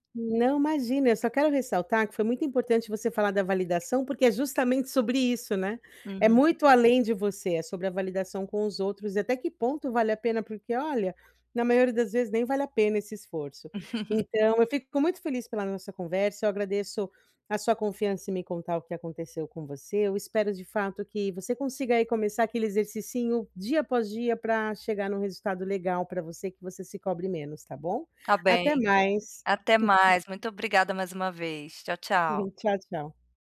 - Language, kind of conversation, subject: Portuguese, advice, Como posso lidar com críticas sem perder a confiança em mim mesmo?
- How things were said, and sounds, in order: tapping; laugh; chuckle